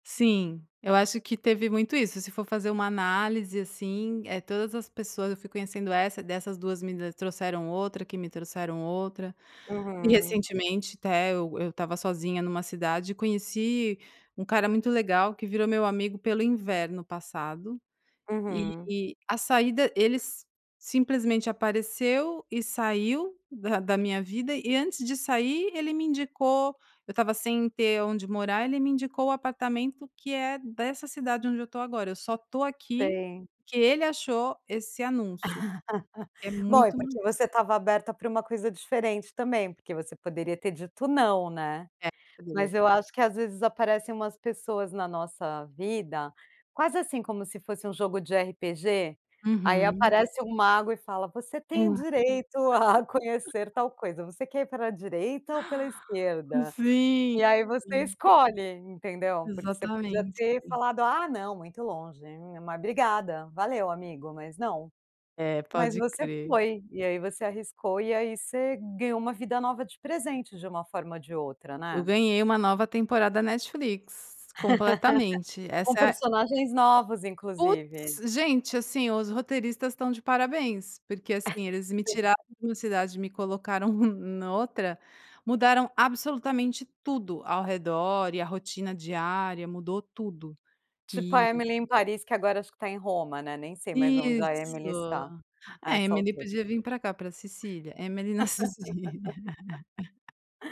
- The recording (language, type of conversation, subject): Portuguese, podcast, Que papel a sua rede de amigos desempenha na sua resiliência?
- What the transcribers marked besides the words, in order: laugh; unintelligible speech; laughing while speaking: "a"; laugh; laugh; chuckle; chuckle; laugh; laughing while speaking: "na Cecília"; laugh